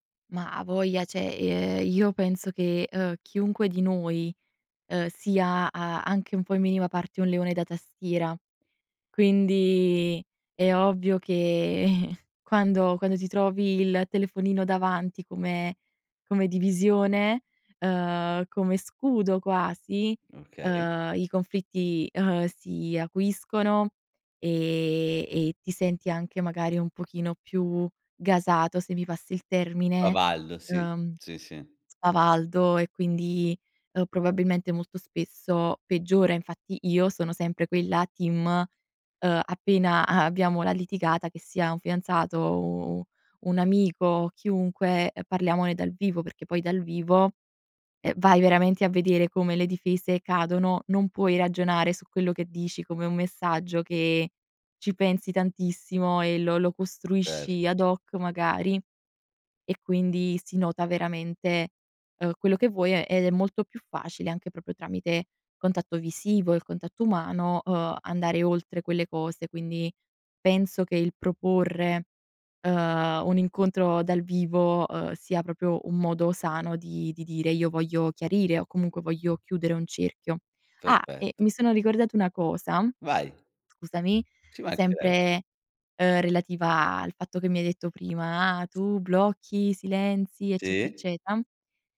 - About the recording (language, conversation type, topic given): Italian, podcast, Cosa ti spinge a bloccare o silenziare qualcuno online?
- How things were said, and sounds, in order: "cioè" said as "ceh"; laughing while speaking: "che"; "Spavaldo" said as "pavaldo"; "proprio" said as "propo"; "proprio" said as "propio"; tapping; "eccetera" said as "ecceta"